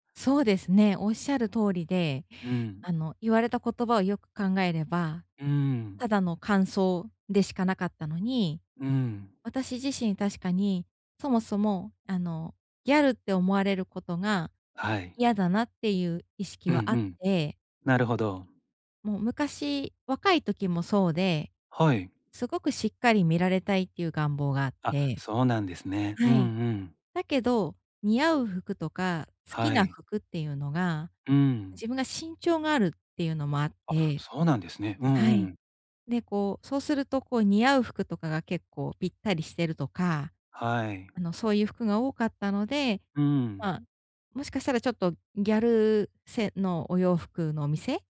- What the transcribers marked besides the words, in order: none
- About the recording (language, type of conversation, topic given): Japanese, advice, 他人の目を気にせず服を選ぶにはどうすればよいですか？